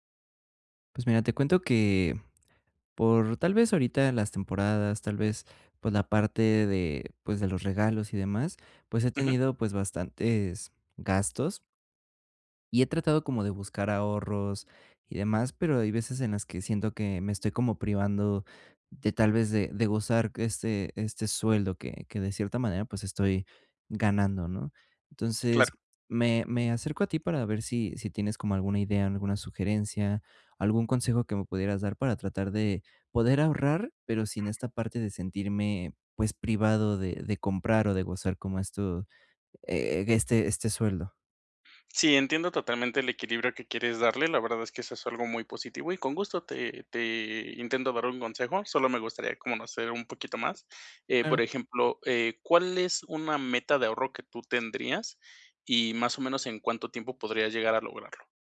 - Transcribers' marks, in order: none
- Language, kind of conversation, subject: Spanish, advice, ¿Cómo puedo ahorrar sin sentir que me privo demasiado?